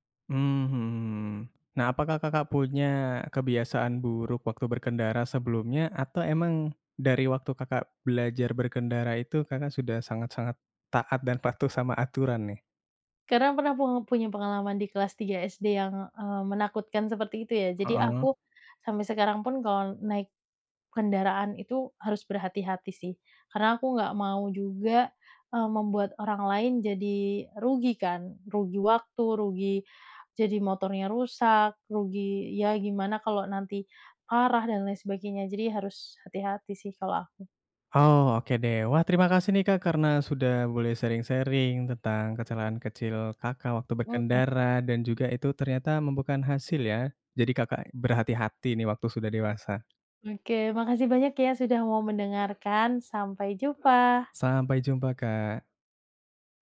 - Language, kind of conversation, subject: Indonesian, podcast, Pernahkah Anda mengalami kecelakaan ringan saat berkendara, dan bagaimana ceritanya?
- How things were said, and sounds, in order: in English: "sharing-sharing"